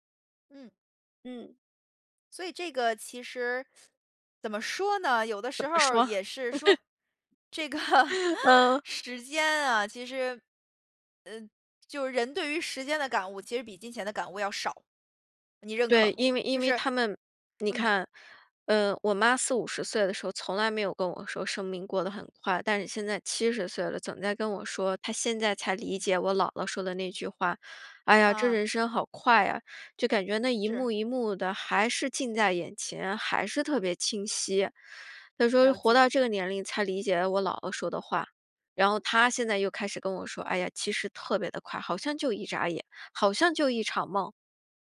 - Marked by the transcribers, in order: laugh; laughing while speaking: "这个时间啊"; laugh; laughing while speaking: "嗯"
- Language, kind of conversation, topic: Chinese, podcast, 钱和时间，哪个对你更重要？